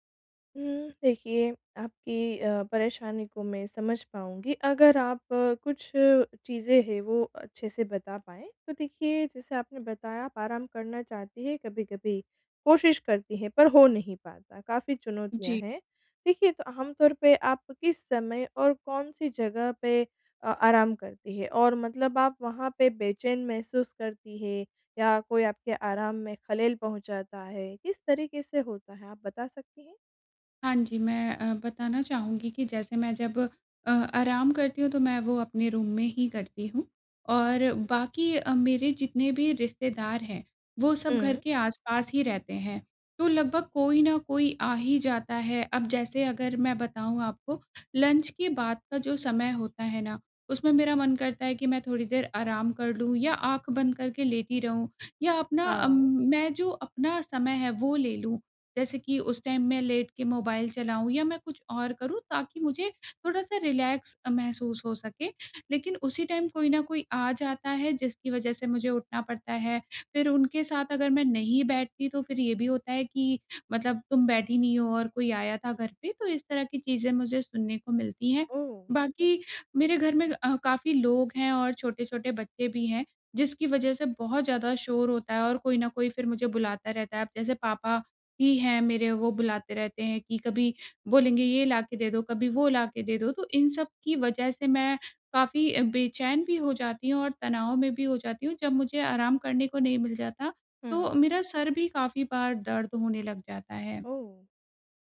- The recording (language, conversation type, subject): Hindi, advice, घर पर आराम करने में आपको सबसे ज़्यादा किन चुनौतियों का सामना करना पड़ता है?
- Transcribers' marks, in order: in English: "रूम"; in English: "लंच"; in English: "टाइम"; in English: "रिलैक्स"; in English: "टाइम"